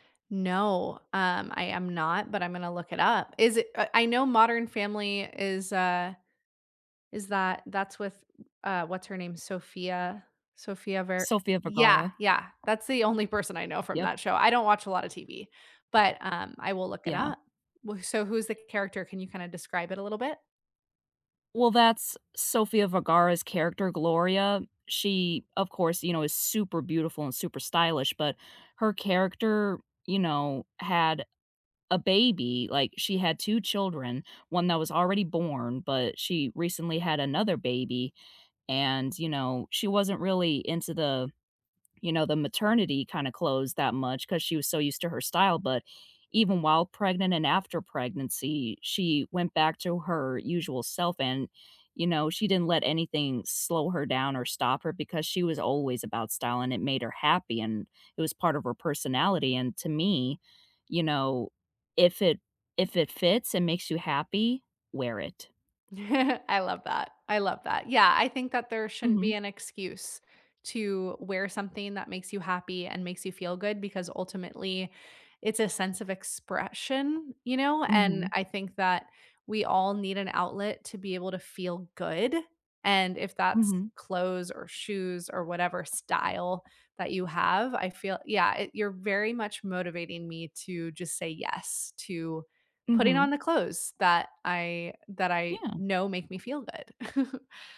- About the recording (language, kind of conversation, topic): English, unstructured, What part of your style feels most like you right now, and why does it resonate with you?
- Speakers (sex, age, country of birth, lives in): female, 25-29, United States, United States; female, 35-39, United States, United States
- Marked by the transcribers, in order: tapping; other background noise; chuckle; chuckle